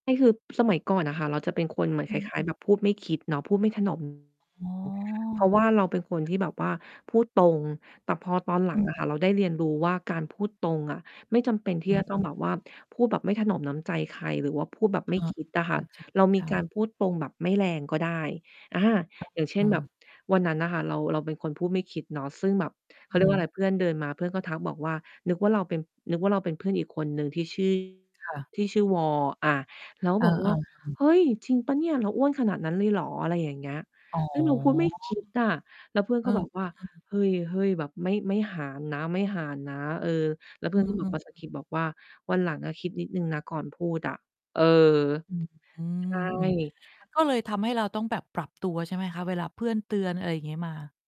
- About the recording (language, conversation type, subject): Thai, podcast, คุณเคยเปลี่ยนตัวเองเพื่อให้เข้ากับคนอื่นไหม?
- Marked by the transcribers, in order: static; distorted speech; tapping; stressed: "ตรง"; mechanical hum; other background noise; stressed: "เออ"